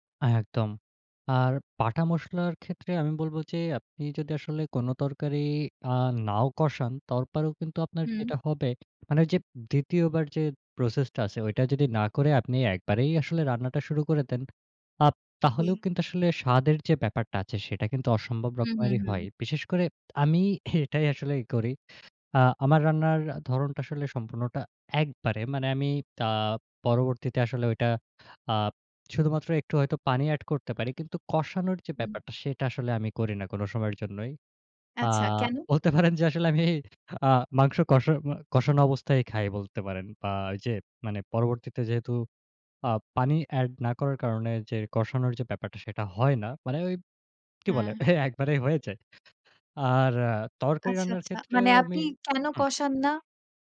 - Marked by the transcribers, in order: "তারপরও" said as "তাউরপরেও"; other background noise; laughing while speaking: "পারেন যে আসলে আমি, আ মাংস কষা মো কষানো"
- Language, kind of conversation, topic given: Bengali, podcast, মশলা ঠিকভাবে ব্যবহার করার সহজ উপায় কী?